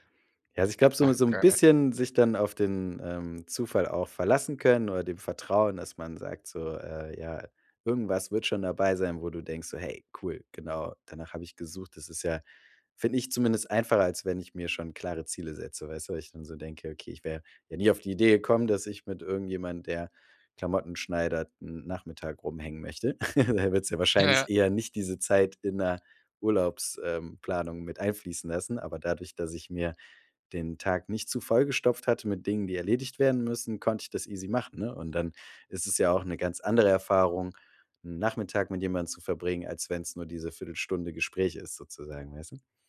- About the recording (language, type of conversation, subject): German, podcast, Wie findest du versteckte Ecken in fremden Städten?
- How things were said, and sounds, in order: chuckle